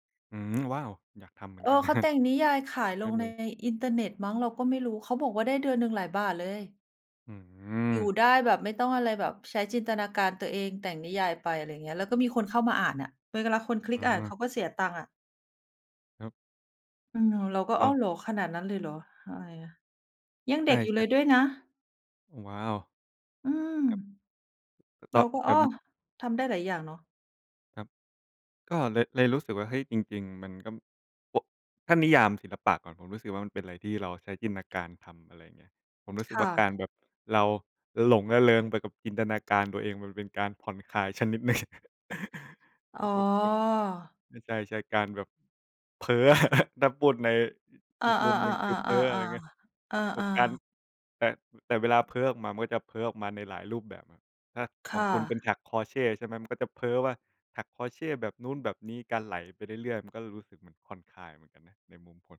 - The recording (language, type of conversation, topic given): Thai, unstructured, ศิลปะช่วยให้เรารับมือกับความเครียดอย่างไร?
- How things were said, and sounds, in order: chuckle; laughing while speaking: "หนึ่ง"; chuckle; unintelligible speech; laughing while speaking: "อะ"; chuckle